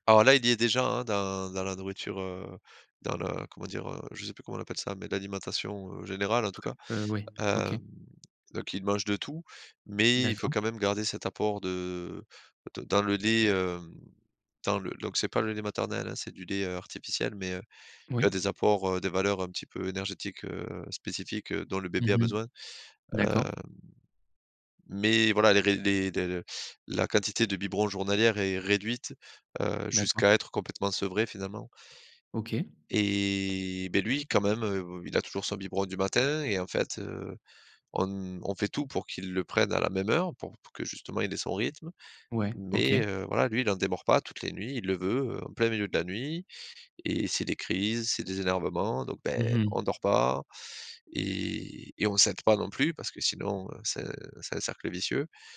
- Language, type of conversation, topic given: French, advice, Comment puis-je réduire la fatigue mentale et le manque d’énergie pour rester concentré longtemps ?
- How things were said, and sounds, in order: other background noise; drawn out: "Et"